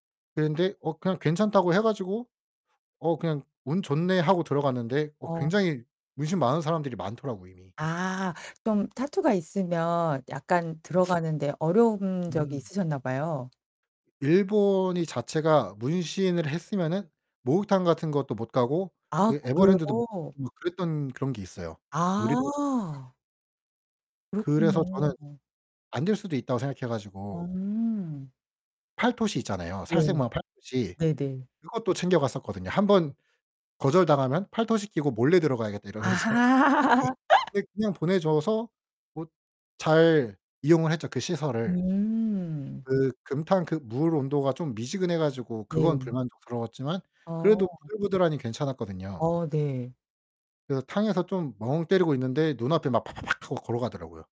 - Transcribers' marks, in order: sniff; distorted speech; static; laughing while speaking: "아하"; laugh; laughing while speaking: "이러면서"
- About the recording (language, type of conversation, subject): Korean, podcast, 여행 중에 만난 사람들 가운데 특히 인상 깊었던 사람에 대해 이야기해 주실 수 있나요?